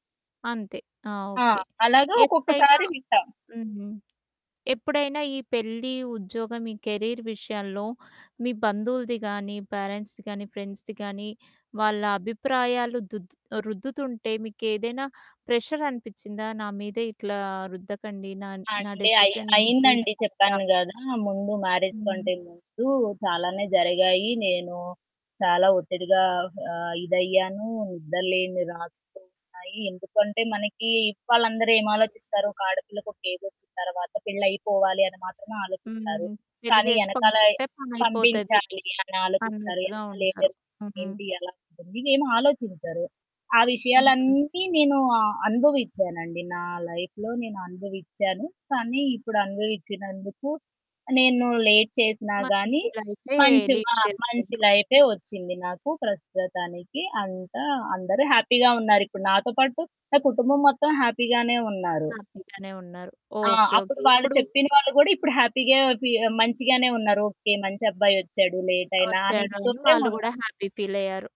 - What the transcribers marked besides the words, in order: static; in English: "కెరీర్"; in English: "పేరెంట్స్‌ది"; in English: "ఫ్రెండ్స్‌ది"; in English: "ప్రెషర్"; in English: "డెసిషన్"; in English: "మ్యారేజ్"; in English: "లైఫ్‌లో"; in English: "లేట్"; in English: "లీడ్"; in English: "హ్యాపీగా"; in English: "హ్యాపీగానే"; other background noise; in English: "హ్యాపీ"; in English: "హ్యాపీగా"; in English: "హ్యాపీ"
- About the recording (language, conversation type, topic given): Telugu, podcast, మీ స్నేహితులు లేదా కుటుంబ సభ్యులు మీ రుచిని మార్చారా?